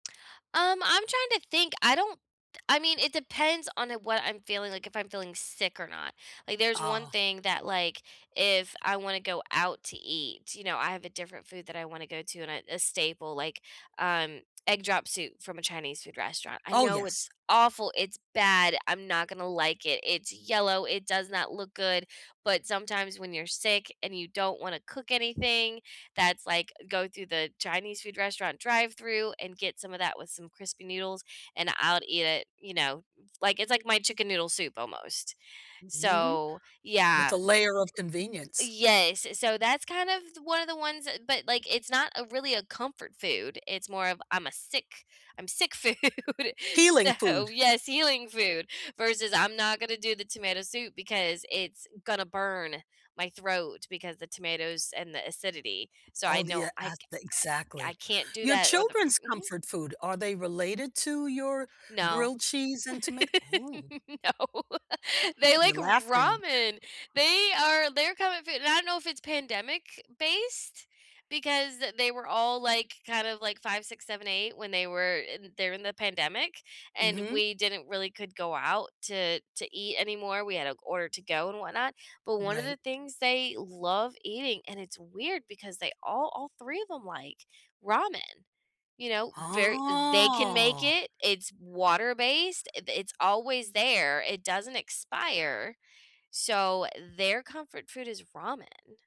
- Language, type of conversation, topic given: English, unstructured, What comfort food never fails to cheer you up?
- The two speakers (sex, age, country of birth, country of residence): female, 40-44, United States, United States; female, 70-74, United States, United States
- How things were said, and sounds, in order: tapping; other background noise; laughing while speaking: "Mhm"; laughing while speaking: "food"; laugh; laugh; laughing while speaking: "No"; drawn out: "Oh"